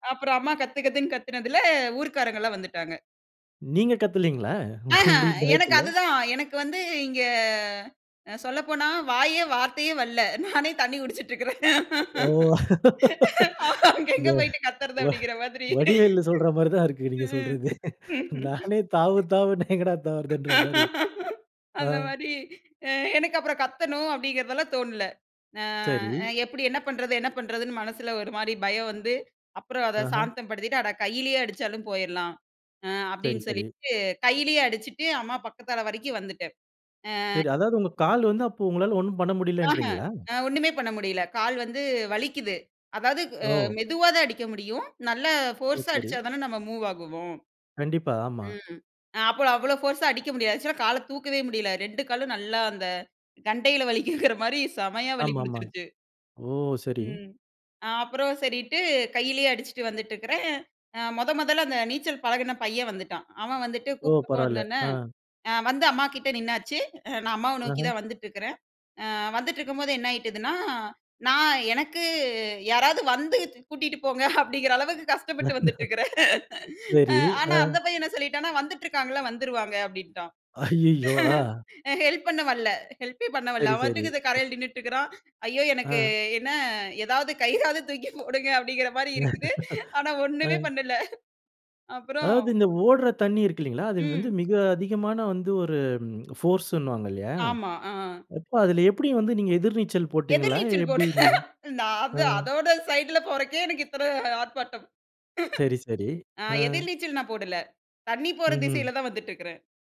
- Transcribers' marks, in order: chuckle; tapping; drawn out: "இங்கே"; laughing while speaking: "நானே தண்ணி குடிச்சிட்டிருக்கிறேன். அங்க எங்க போயிட்டு கத்தறது? அப்படீன்கிற மாரி. ம்"; laughing while speaking: "ஓ! இந்த வ வடிவேலு சொல்ற … தாவுறதுன்ற மாரி. ஆ"; other background noise; laugh; other noise; in English: "மூவ்"; in English: "ஆக்சுவலா"; chuckle; laughing while speaking: "அப்பிடீங்கிற அளவுக்கு கஷ்டப்பட்டு வந்துட்ருக்குறேன்"; chuckle; laughing while speaking: "ஐயயோ! ஆ"; laughing while speaking: "ஏதாவது கையிறாவது தூக்கி போடுங்க, அப்பிடீன்கிற மாரி இருக்குது. ஆனா ஒண்ணுமே பண்ணல"; laugh; laughing while speaking: "போடுவேன், நான் வந்த அதோட சைடுல போறக்கே, எனக்கு இத்தன ஆர்ப்பாட்டம்"
- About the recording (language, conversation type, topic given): Tamil, podcast, அவசரநிலையில் ஒருவர் உங்களை காப்பாற்றிய அனுபவம் உண்டா?